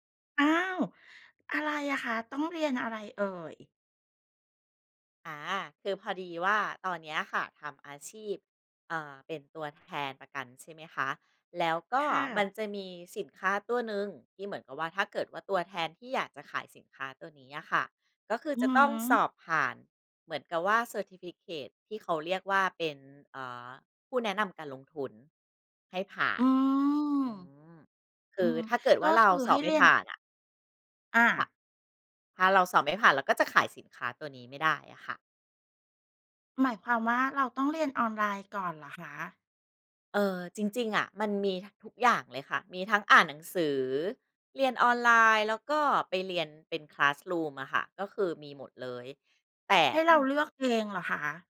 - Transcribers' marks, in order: in English: "เซอร์ทิฟิเคิต"; in English: "คลาสรูม"
- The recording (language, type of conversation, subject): Thai, podcast, การเรียนออนไลน์เปลี่ยนแปลงการศึกษาอย่างไรในมุมมองของคุณ?